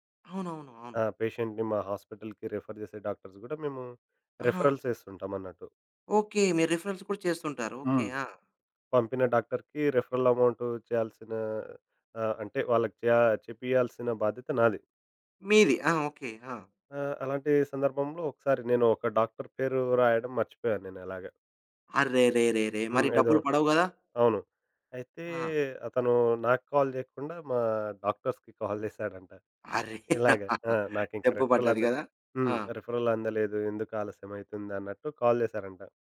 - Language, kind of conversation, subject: Telugu, podcast, ఆలస్యం చేస్తున్నవారికి మీరు ఏ సలహా ఇస్తారు?
- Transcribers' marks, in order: in English: "పేషెంట్‌ని"; in English: "హాస్పిటల్‌కి రిఫర్"; in English: "డాక్టర్స్"; in English: "రిఫరల్స్"; in English: "రిఫరెన్స్"; in English: "రిఫరల్ అమౌంట్"; in English: "కాల్"; in English: "డాక్టర్స్‌కి కాల్"; giggle; in English: "రిఫరల్"; chuckle; in English: "రిఫరల్"; in English: "కాల్"